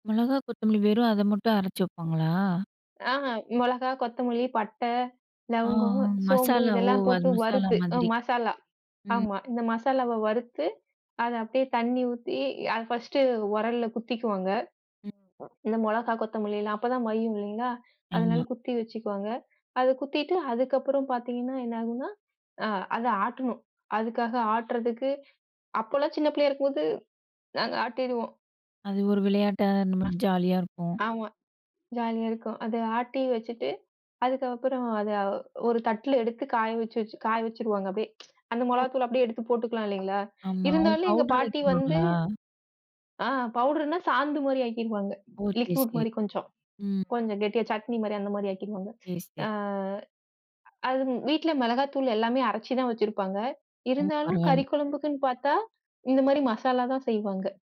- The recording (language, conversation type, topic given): Tamil, podcast, குடும்ப ரெசிபிகளை முறையாக பதிவு செய்து பாதுகாப்பது எப்படி என்று சொல்லுவீங்களா?
- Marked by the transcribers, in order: other noise; other background noise; tapping; drawn out: "அ"